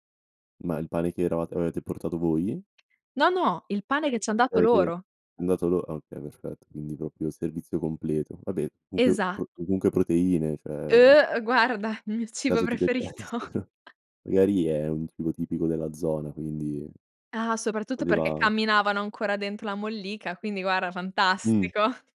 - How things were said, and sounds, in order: other background noise; "proprio" said as "propio"; "cioè" said as "ceh"; laughing while speaking: "guarda, il mio cibo preferito"; laughing while speaking: "ti piacessero"; chuckle; tapping; chuckle
- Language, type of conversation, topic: Italian, podcast, Chi ti ha aiutato in un momento difficile durante un viaggio?